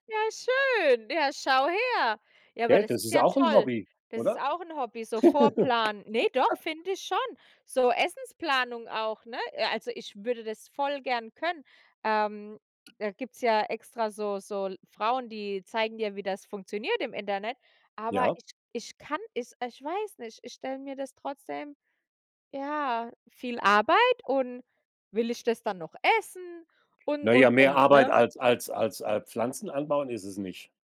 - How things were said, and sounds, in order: other background noise; chuckle
- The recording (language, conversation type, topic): German, unstructured, Wie hast du ein neues Hobby für dich entdeckt?